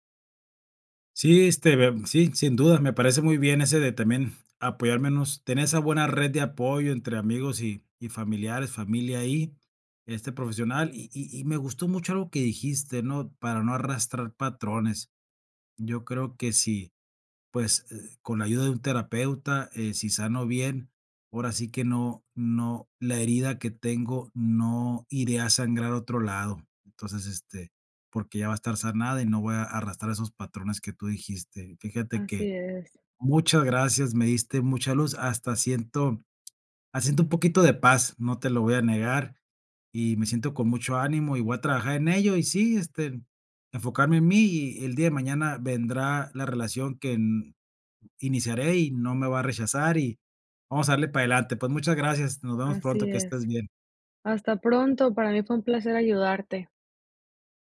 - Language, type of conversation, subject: Spanish, advice, ¿Cómo puedo superar el miedo a iniciar una relación por temor al rechazo?
- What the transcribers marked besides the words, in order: tapping